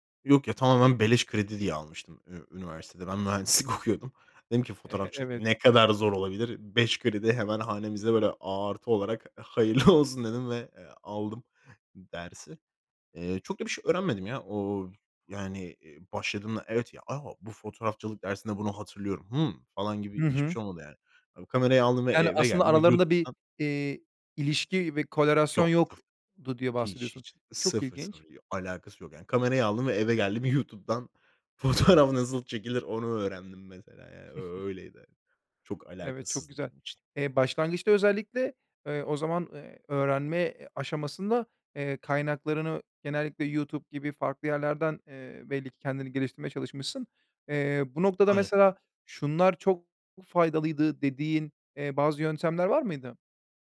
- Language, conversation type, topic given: Turkish, podcast, Fotoğrafçılığa yeni başlayanlara ne tavsiye edersin?
- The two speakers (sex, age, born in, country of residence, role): male, 25-29, Turkey, Spain, guest; male, 30-34, Turkey, Bulgaria, host
- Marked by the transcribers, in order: laughing while speaking: "mühendislik okuyordum"; laughing while speaking: "hayırlı olsun dedim"; in French: "korelasyon"; unintelligible speech; laughing while speaking: "YouTube'dan fotoğraf nasıl çekilir onu"; giggle; tapping